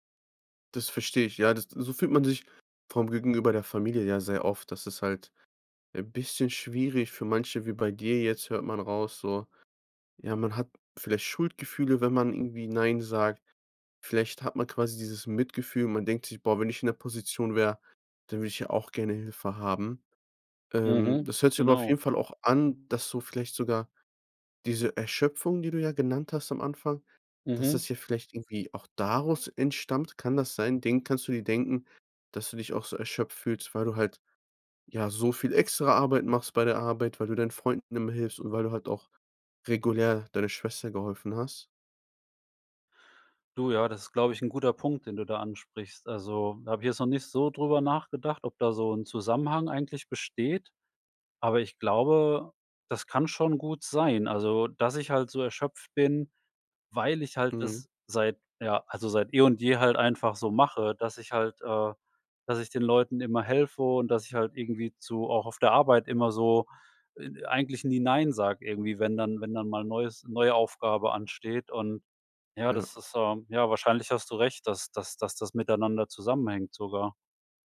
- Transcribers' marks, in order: stressed: "daraus"; stressed: "so"; stressed: "weil"; sad: "ja wahrscheinlich hast du recht"
- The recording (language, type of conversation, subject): German, advice, Wie kann ich lernen, bei der Arbeit und bei Freunden Nein zu sagen?